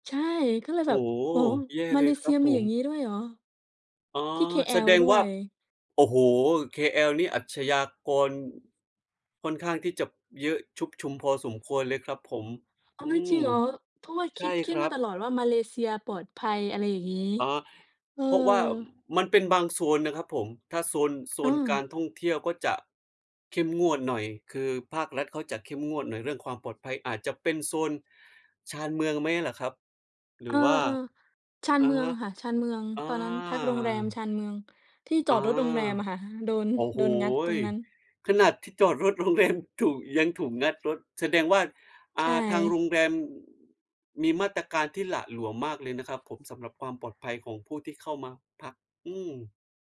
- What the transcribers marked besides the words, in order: laughing while speaking: "โรงแรม"
- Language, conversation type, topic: Thai, unstructured, มีทริปไหนที่ทำให้คุณประหลาดใจมากที่สุด?
- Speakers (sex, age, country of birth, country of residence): female, 20-24, Thailand, Belgium; male, 30-34, Indonesia, Indonesia